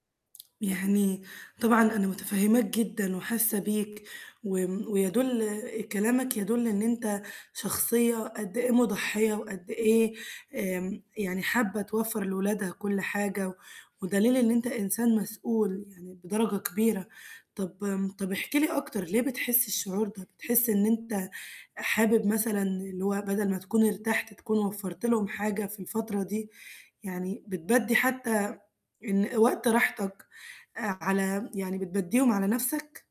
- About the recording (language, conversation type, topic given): Arabic, advice, ليه بحس بالذنب لما بحاول أسترخي وأفصل بعد الشغل؟
- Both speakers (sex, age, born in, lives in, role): female, 20-24, Egypt, Greece, advisor; male, 50-54, Egypt, Egypt, user
- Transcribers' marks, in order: static; other background noise; tapping; distorted speech